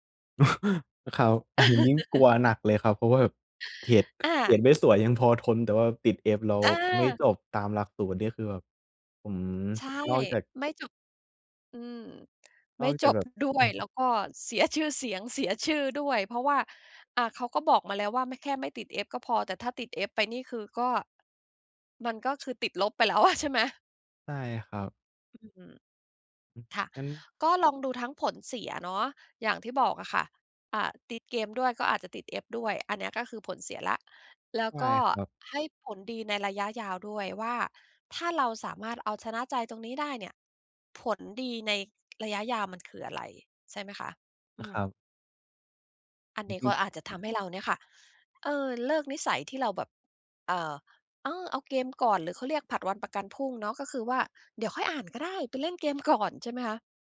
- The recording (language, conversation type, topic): Thai, advice, ฉันจะหยุดทำพฤติกรรมเดิมที่ไม่ดีต่อฉันได้อย่างไร?
- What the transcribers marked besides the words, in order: laugh; laughing while speaking: "อันยิ่ง"; laugh; "เกรด" said as "เทด"; anticipating: "อา"; tapping; laughing while speaking: "ไปแล้วอะ"; other background noise